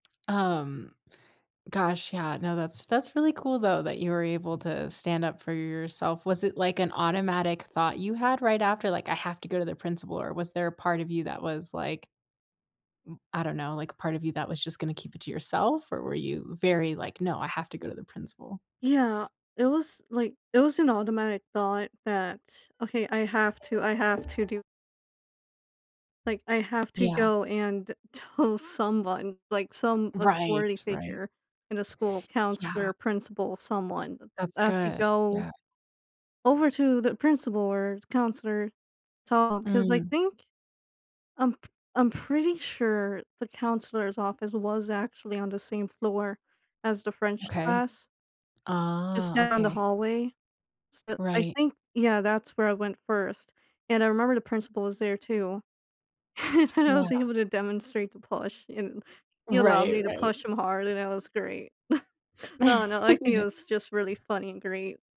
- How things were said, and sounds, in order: alarm; other background noise; tapping; drawn out: "ah"; laughing while speaking: "and I was able"; chuckle; laugh
- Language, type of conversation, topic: English, advice, How can I build confidence to stand up for my values more often?
- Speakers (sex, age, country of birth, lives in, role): female, 25-29, United States, United States, advisor; female, 25-29, United States, United States, user